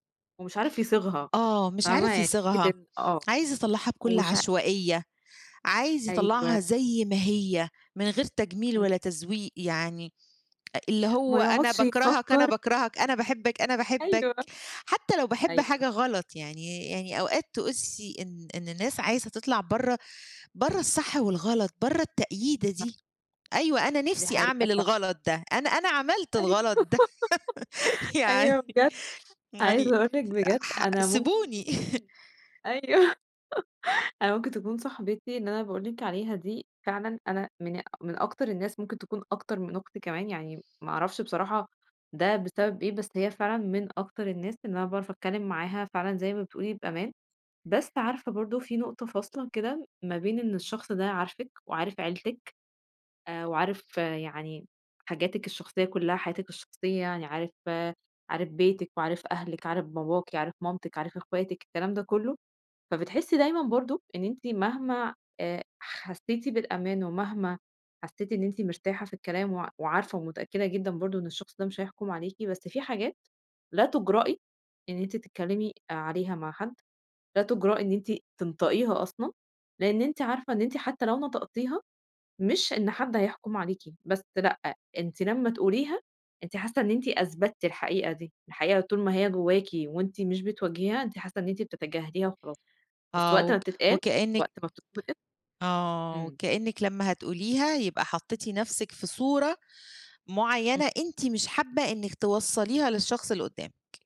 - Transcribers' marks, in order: "تحسي" said as "تقسّي"; laugh; laughing while speaking: "ده، يعني"; laugh; chuckle
- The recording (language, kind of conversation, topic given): Arabic, podcast, إيه الفرق بين دعم الأصحاب ودعم العيلة؟